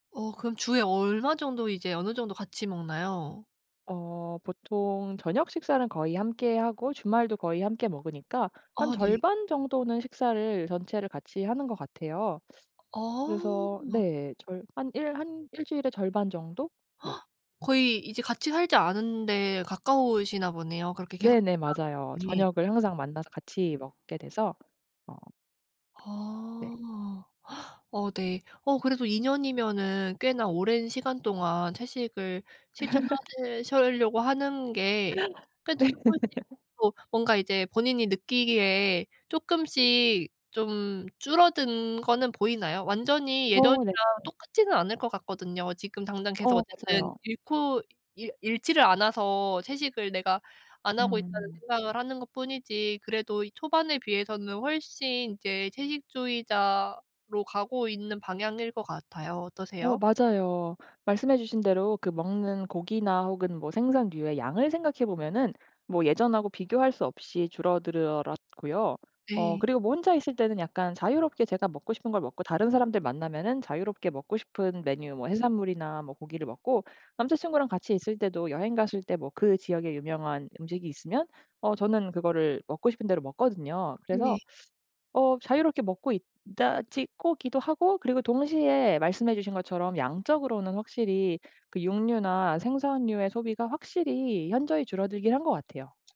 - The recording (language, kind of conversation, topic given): Korean, advice, 가치와 행동이 일치하지 않아 혼란스러울 때 어떻게 해야 하나요?
- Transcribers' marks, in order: other background noise; gasp; tapping; gasp; laugh; laugh; teeth sucking